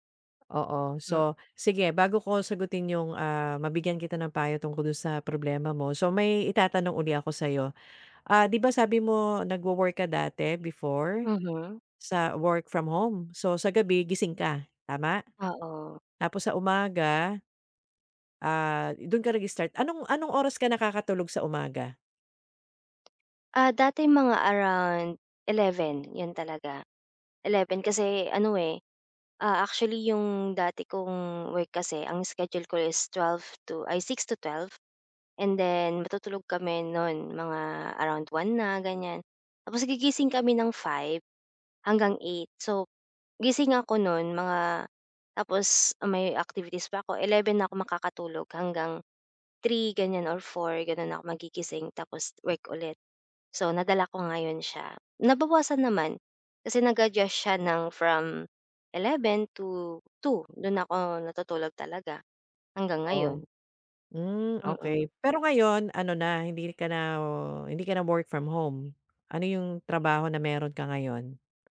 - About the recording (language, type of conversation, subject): Filipino, advice, Paano ko maaayos ang sobrang pag-idlip sa hapon na nagpapahirap sa akin na makatulog sa gabi?
- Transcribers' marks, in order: tapping